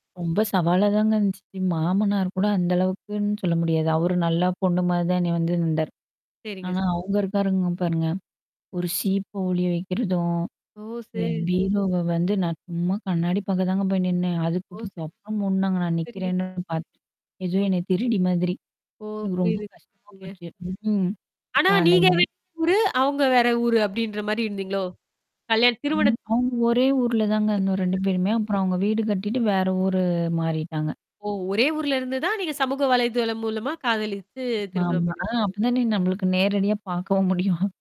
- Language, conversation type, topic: Tamil, podcast, காதல் மற்றும் நட்பு போன்ற உறவுகளில் ஏற்படும் அபாயங்களை நீங்கள் எவ்வாறு அணுகுவீர்கள்?
- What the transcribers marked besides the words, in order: static; tapping; mechanical hum; distorted speech; unintelligible speech; other noise; laughing while speaking: "நம்மளுக்கு நேரடியா பார்க்கவும் முடியும்"